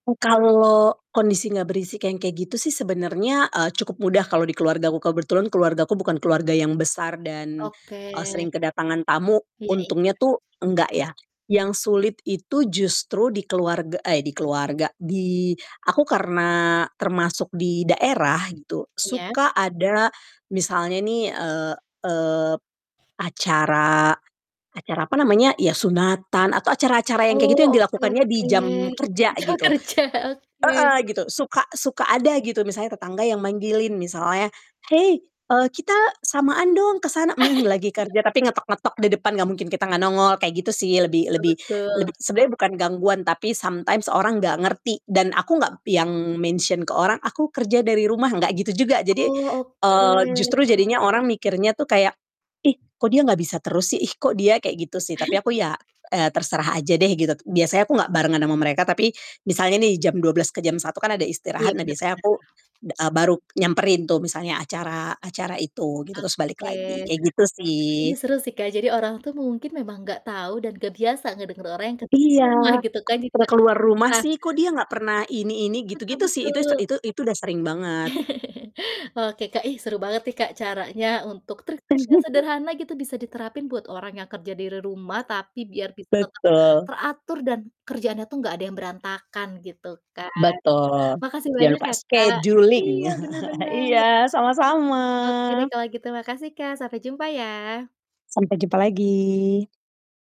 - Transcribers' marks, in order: distorted speech; other background noise; static; laughing while speaking: "jam kerja"; put-on voice: "Hei, eee kita samaan dong ke sana!"; laugh; in English: "sometimes"; in English: "mention"; chuckle; tapping; chuckle; chuckle; in English: "scheduling"; chuckle
- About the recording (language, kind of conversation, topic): Indonesian, podcast, Apa saja trik sederhana agar kerja dari rumah tetap teratur dan tidak berantakan?